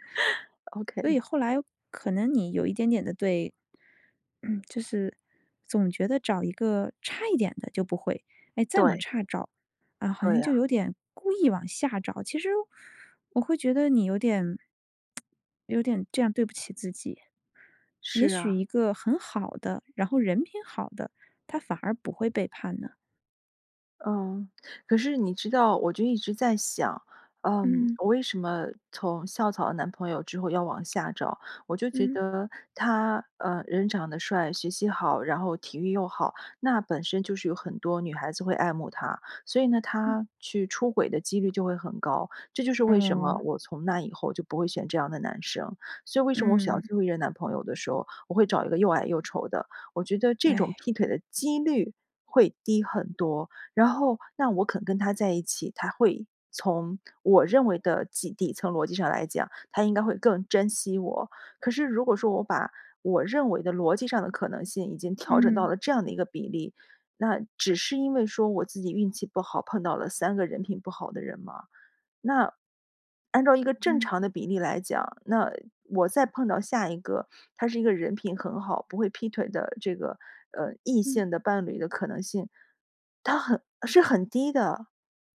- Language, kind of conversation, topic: Chinese, advice, 过去恋情失败后，我为什么会害怕开始一段新关系？
- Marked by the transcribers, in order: chuckle; joyful: "Ok"; throat clearing; stressed: "差"; stressed: "故意"; tsk